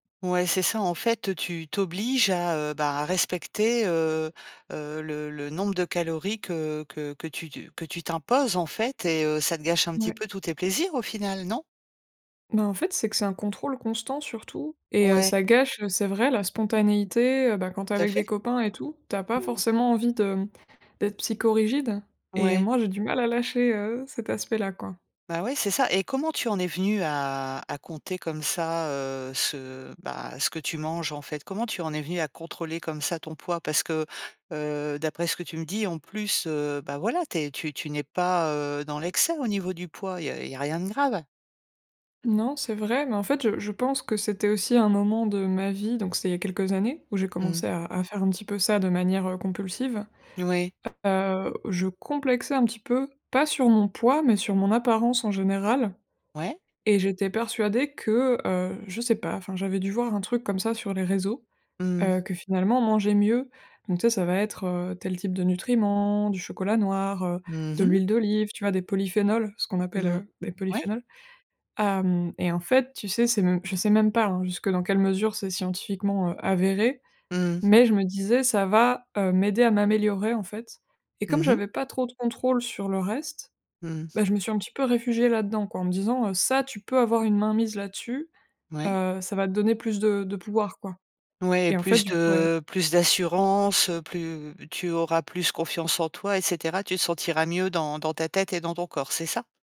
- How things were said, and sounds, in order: unintelligible speech; tapping
- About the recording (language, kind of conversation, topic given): French, advice, Comment expliquer une rechute dans une mauvaise habitude malgré de bonnes intentions ?